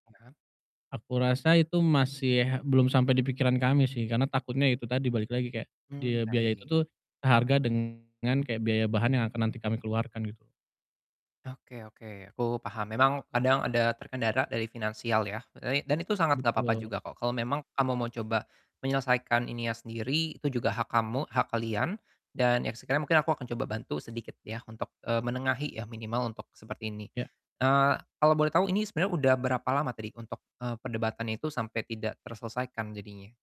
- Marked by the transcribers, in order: distorted speech; "terkendala" said as "terkendara"
- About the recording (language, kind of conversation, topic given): Indonesian, advice, Bagaimana cara berkolaborasi dengan tim untuk mengatasi kebuntuan kreatif?